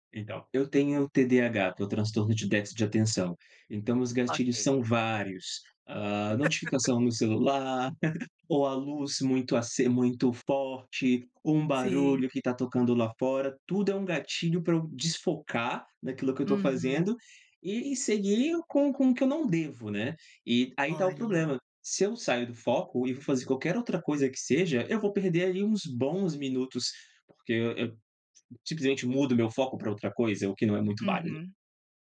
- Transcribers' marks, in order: laugh; chuckle
- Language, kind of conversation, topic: Portuguese, podcast, Como você lida com a procrastinação nos estudos?